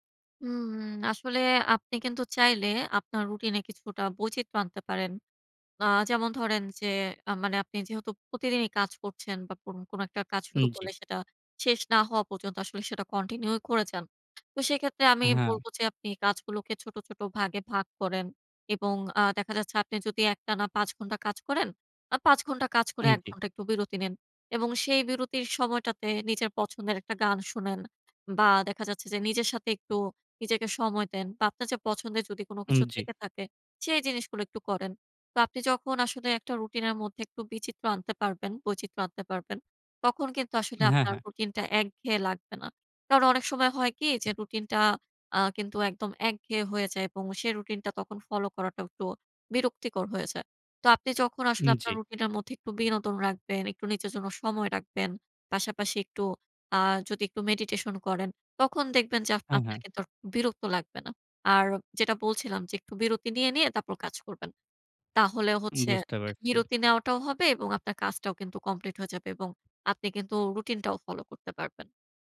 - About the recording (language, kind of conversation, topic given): Bengali, advice, রুটিনের কাজগুলোতে আর মূল্যবোধ খুঁজে না পেলে আমি কী করব?
- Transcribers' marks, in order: horn